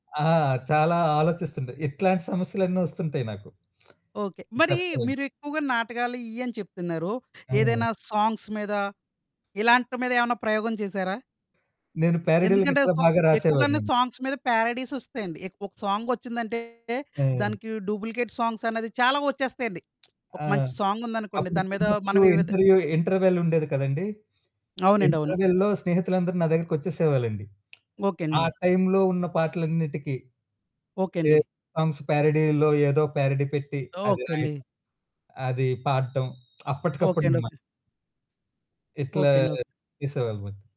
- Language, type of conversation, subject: Telugu, podcast, ఒంటరిగా ఉన్నప్పుడు ఎదురయ్యే నిలకడలేమిని మీరు ఎలా అధిగమిస్తారు?
- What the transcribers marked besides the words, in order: other background noise; distorted speech; static; in English: "సాంగ్స్"; in English: "సాంగ్స్"; in English: "పారడీస్"; in English: "సాంగ్"; in English: "డూప్లికేట్ సాంగ్స్"; in English: "సాంగ్"; in English: "ఇంటర్వ్యూ ఇంటర్వెల్"; in English: "ఇంటర్వెల్‌లో"; tapping; in English: "సాంగ్స్"